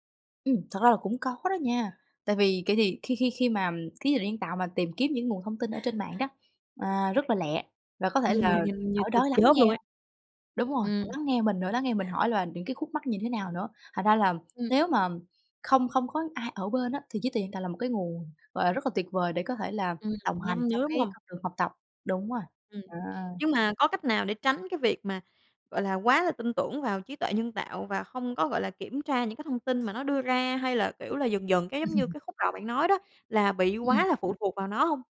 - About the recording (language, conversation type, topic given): Vietnamese, podcast, Theo bạn, làm thế nào để giữ lửa học suốt đời?
- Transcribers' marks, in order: tapping; other background noise; laugh